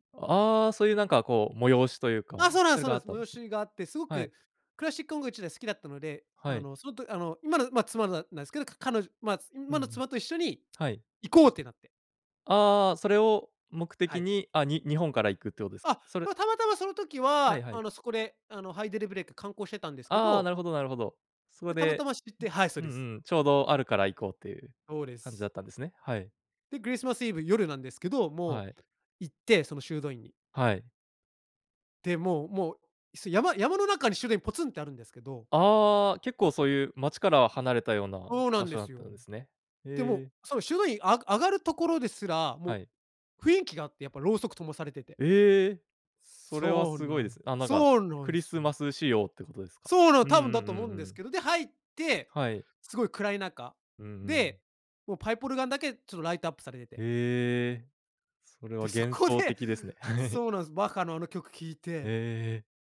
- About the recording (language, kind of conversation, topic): Japanese, podcast, 初めて強く心に残った曲を覚えていますか？
- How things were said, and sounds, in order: "ハイデルベルク" said as "ハイデルブレイク"; chuckle